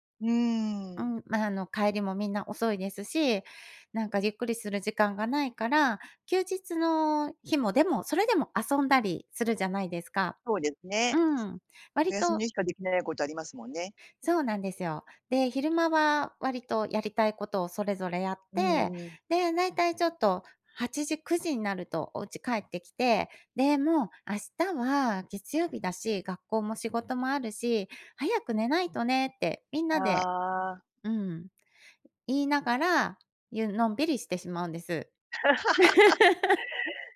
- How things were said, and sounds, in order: other background noise; "大体" said as "ないたい"; tapping; laugh
- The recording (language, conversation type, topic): Japanese, advice, 休日に生活リズムが乱れて月曜がつらい